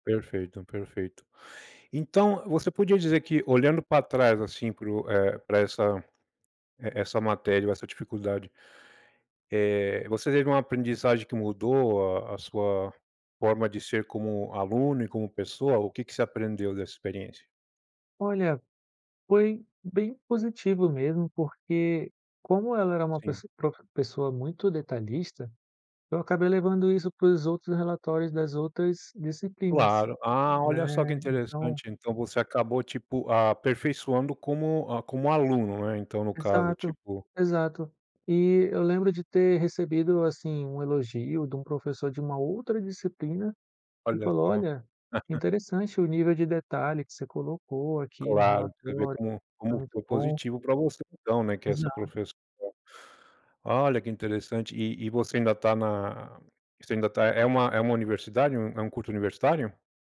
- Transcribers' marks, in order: chuckle
- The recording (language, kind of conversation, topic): Portuguese, podcast, Me conta uma experiência de aprendizado que mudou sua vida?